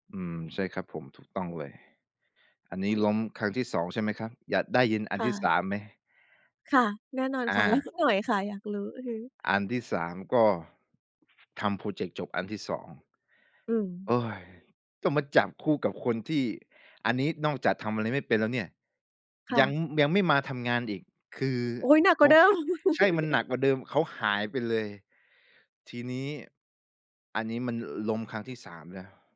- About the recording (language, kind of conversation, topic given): Thai, podcast, มีเคล็ดลับอะไรบ้างที่ช่วยให้เรากล้าล้มแล้วลุกขึ้นมาลองใหม่ได้อีกครั้ง?
- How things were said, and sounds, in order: laughing while speaking: "เล่า"; sigh; chuckle